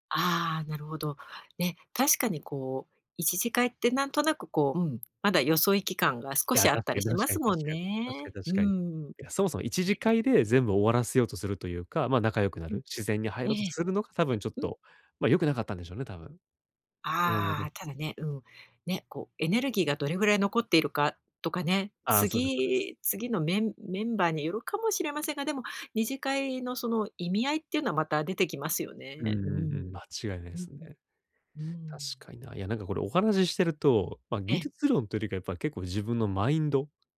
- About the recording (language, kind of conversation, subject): Japanese, advice, グループの会話に自然に入るにはどうすればいいですか？
- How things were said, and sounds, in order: none